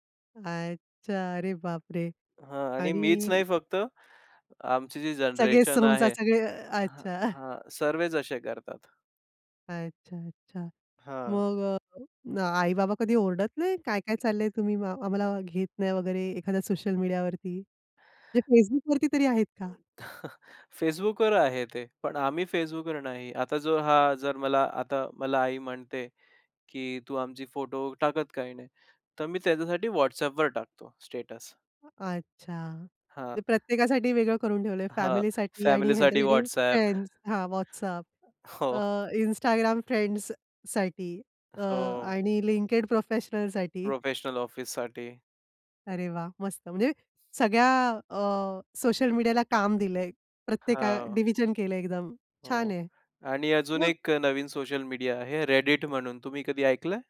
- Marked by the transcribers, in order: tapping; chuckle; "सर्वच" said as "सर्वेच"; other noise; chuckle; in English: "स्टेटस"; in English: "फ्रेंड्स"; other background noise; in English: "फ्रेंड्ससाठी"
- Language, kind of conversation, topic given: Marathi, podcast, तुम्ही ऑनलाइन आणि प्रत्यक्ष आयुष्यातील व्यक्तिमत्त्वात ताळमेळ कसा साधता?